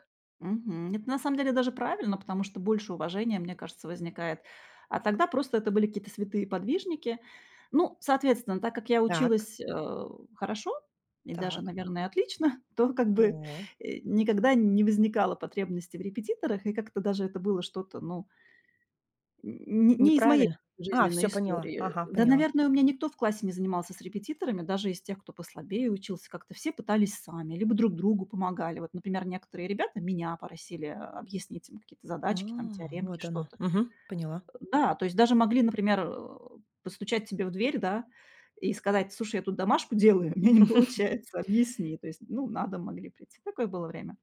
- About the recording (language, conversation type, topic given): Russian, podcast, Можешь рассказать о встрече с учителем или наставником, которая повлияла на твою жизнь?
- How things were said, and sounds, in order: chuckle